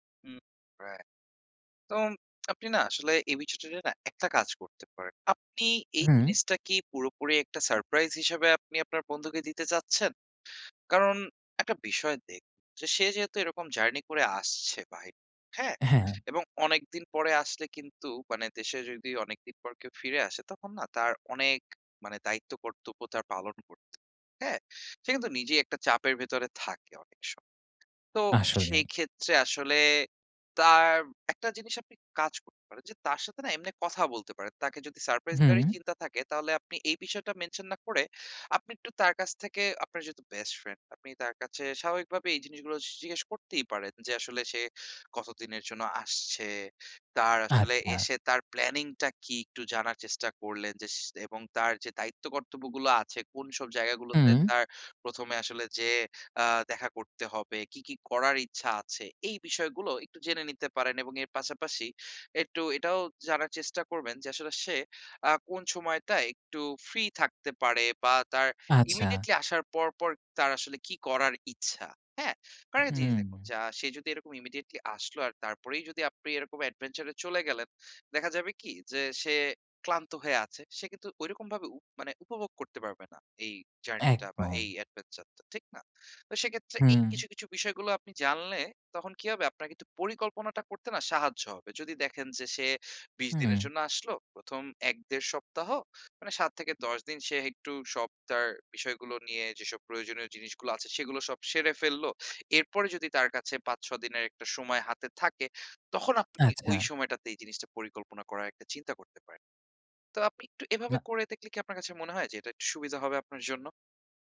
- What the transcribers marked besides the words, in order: in English: "ইমিডিয়েটলি"; in English: "ইমিডিয়েটলি"
- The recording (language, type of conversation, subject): Bengali, advice, ছুটি পরিকল্পনা করতে গিয়ে মানসিক চাপ কীভাবে কমাব এবং কোথায় যাব তা কীভাবে ঠিক করব?